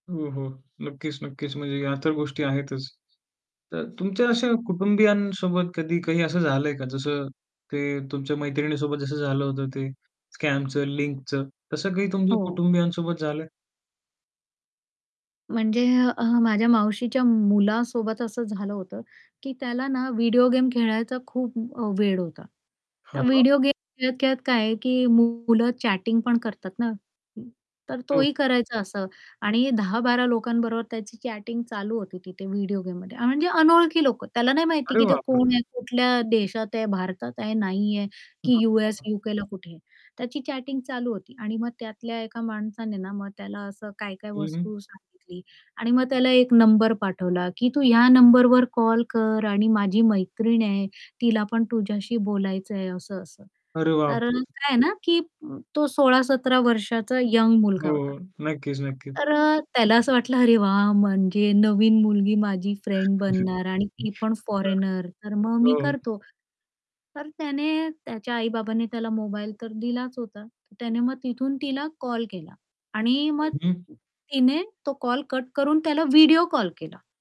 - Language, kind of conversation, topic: Marathi, podcast, अनोळखी लोकांचे संदेश तुम्ही कसे हाताळता?
- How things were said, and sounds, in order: static; in English: "स्कॅमचं"; distorted speech; in English: "चॅटिंग"; in English: "चॅटिंग"; unintelligible speech; in English: "चॅटिंग"; tapping; chuckle; unintelligible speech